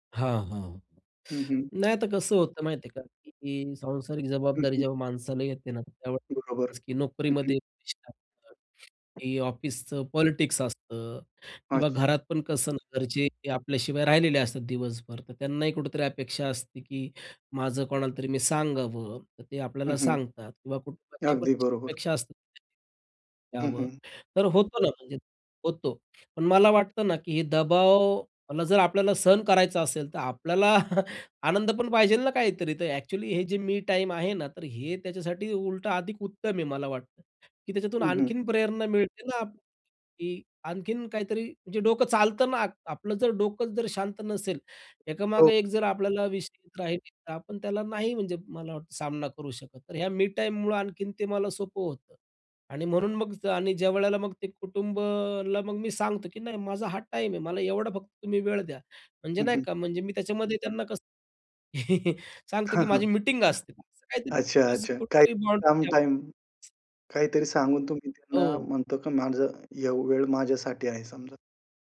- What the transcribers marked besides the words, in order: other background noise; tapping; unintelligible speech; laughing while speaking: "आपल्याला"; other noise; chuckle; laughing while speaking: "हां, हां"; chuckle
- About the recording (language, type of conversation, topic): Marathi, podcast, तुझ्या रोजच्या धावपळीत तू स्वतःसाठी वेळ कसा काढतोस?